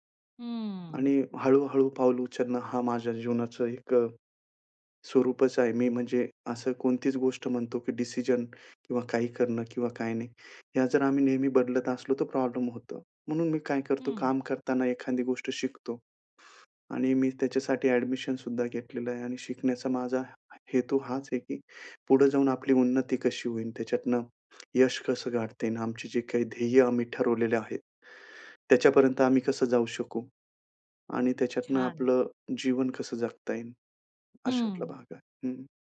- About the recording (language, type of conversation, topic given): Marathi, podcast, काम करतानाही शिकण्याची सवय कशी टिकवता?
- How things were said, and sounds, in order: tapping; other background noise